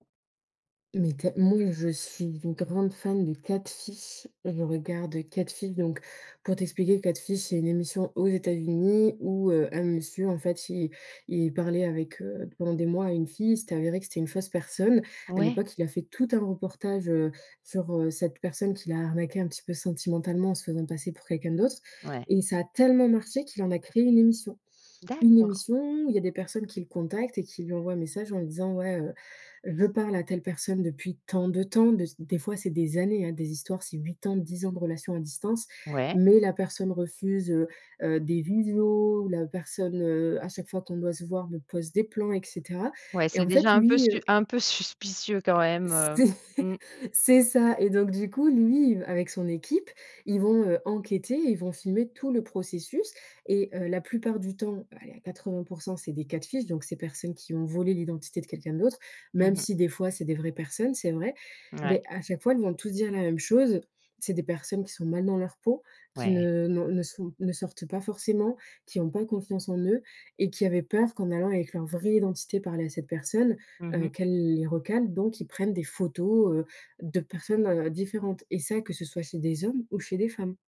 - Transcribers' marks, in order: other background noise; tapping; chuckle
- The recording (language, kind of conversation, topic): French, podcast, Les réseaux sociaux renforcent-ils ou fragilisent-ils nos liens ?
- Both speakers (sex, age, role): female, 25-29, guest; female, 45-49, host